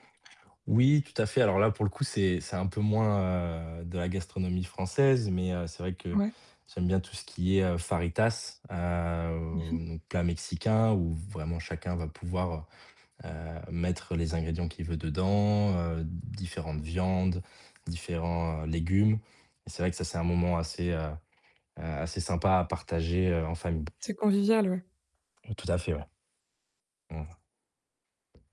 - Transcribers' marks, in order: static; distorted speech; tapping
- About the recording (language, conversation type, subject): French, podcast, Comment ta culture influence-t-elle ce que tu manges au quotidien ?